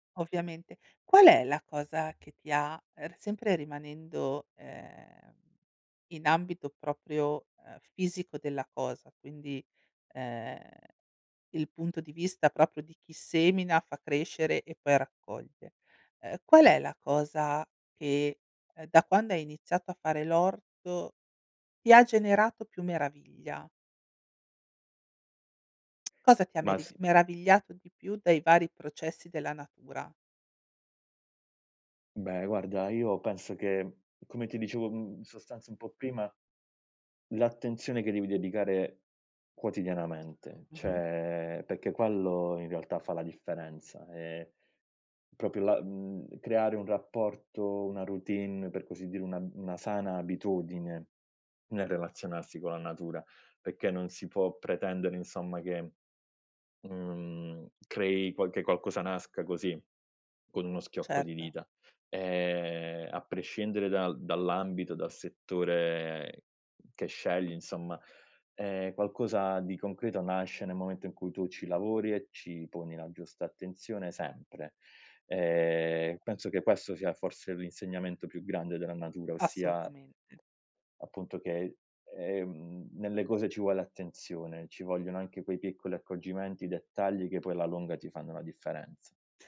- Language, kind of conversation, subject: Italian, podcast, Qual è un'esperienza nella natura che ti ha fatto cambiare prospettiva?
- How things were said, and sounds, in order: tongue click; tapping; "perché" said as "pecché"